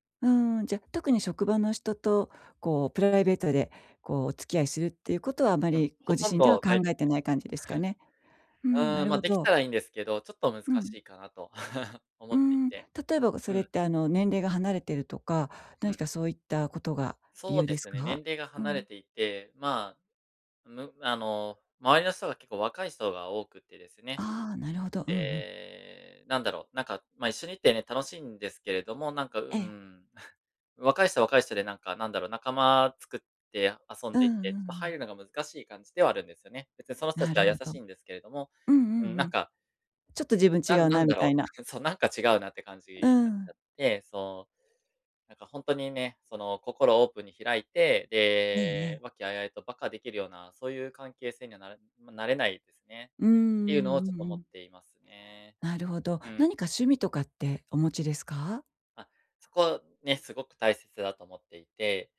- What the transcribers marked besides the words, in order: chuckle; chuckle; chuckle; chuckle
- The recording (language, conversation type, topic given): Japanese, advice, 新しい場所で感じる孤独や寂しさを、どうすればうまく対処できますか？